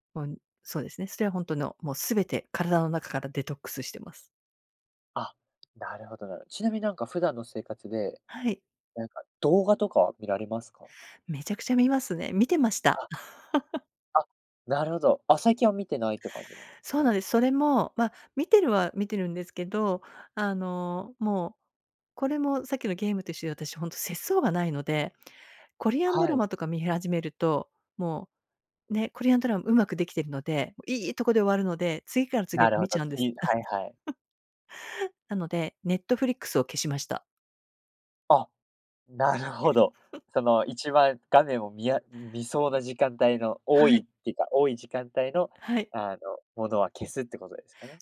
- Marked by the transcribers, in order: chuckle; in English: "コリアンドラマ"; in English: "コリアンドラマ"; chuckle; chuckle
- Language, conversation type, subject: Japanese, podcast, デジタルデトックスを試したことはありますか？